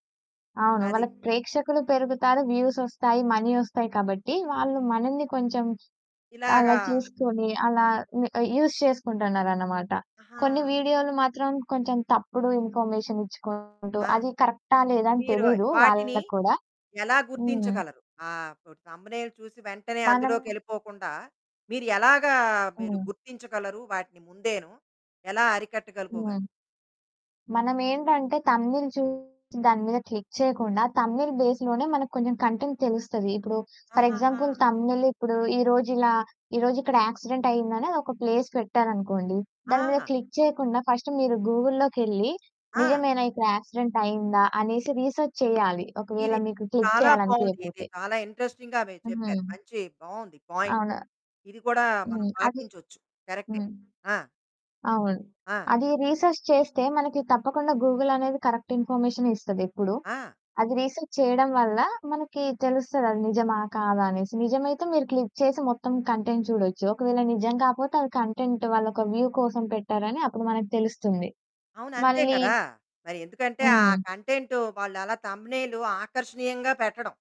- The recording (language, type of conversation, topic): Telugu, podcast, యూట్యూబ్ సృష్టికర్తలు మన సంస్కృతిని ఏ విధంగా ప్రతిబింబిస్తున్నారని మీకు అనిపిస్తోంది?
- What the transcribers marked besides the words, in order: mechanical hum; in English: "మనీ"; other background noise; in English: "యూజ్"; in English: "ఇన్ఫర్మేషన్"; distorted speech; in English: "థంబ్‌నెయిల్"; in English: "థంబ్‌నె‌యి‌ల్"; in English: "క్లిక్"; in English: "థంబ్‌నె‌యి‌ల్ బేస్‌లోనే"; in English: "కంటెంట్"; in English: "ఫర్ ఎగ్జాంపుల్ థంబ్‌నె‌యి‌ల్"; in English: "యాక్సిడెంట్"; in English: "ప్లేస్"; in English: "క్లిక్"; in English: "ఫస్ట్"; in English: "గూగుల్‌లోకెళ్లి"; in English: "యాక్సిడెంట్"; in English: "రిసర్చ్"; in English: "క్లిక్"; in English: "ఇంట్రెస్టింగ్‌గా"; in English: "పాయింట్"; in English: "రిసర్చ్"; in English: "కరెక్టే"; in English: "గూగుల్"; in English: "కరెక్ట్"; in English: "రిసర్చ్"; in English: "క్లిక్"; in English: "కంటెంట్"; in English: "కంటెంట్"; in English: "వ్యూ"; in English: "కంటెంట్"; in English: "థంబ్‌నెయిల్"